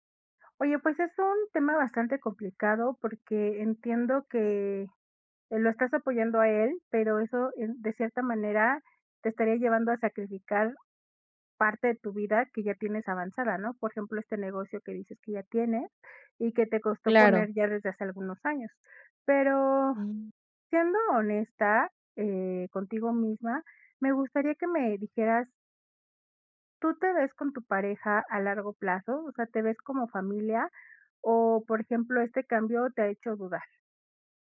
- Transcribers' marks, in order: none
- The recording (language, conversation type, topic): Spanish, advice, ¿Cómo puedo apoyar a mi pareja durante cambios importantes en su vida?